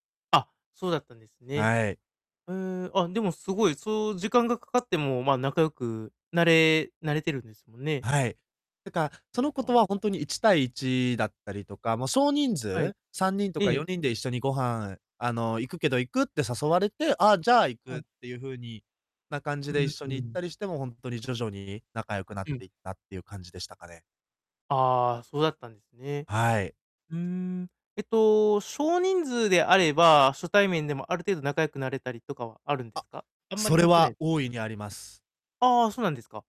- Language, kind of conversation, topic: Japanese, advice, 友人のパーティーにいると居心地が悪いのですが、どうすればいいですか？
- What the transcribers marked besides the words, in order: other background noise; distorted speech